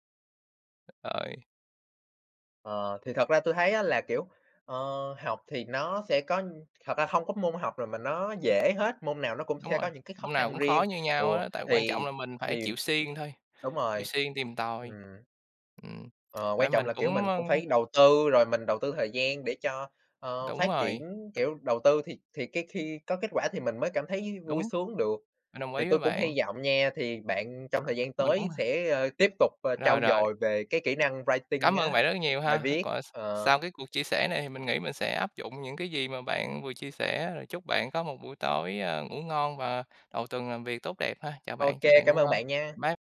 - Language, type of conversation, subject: Vietnamese, unstructured, Bạn đã từng cảm thấy hạnh phúc khi vượt qua một thử thách trong học tập chưa?
- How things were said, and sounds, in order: other background noise; tapping; in English: "writing"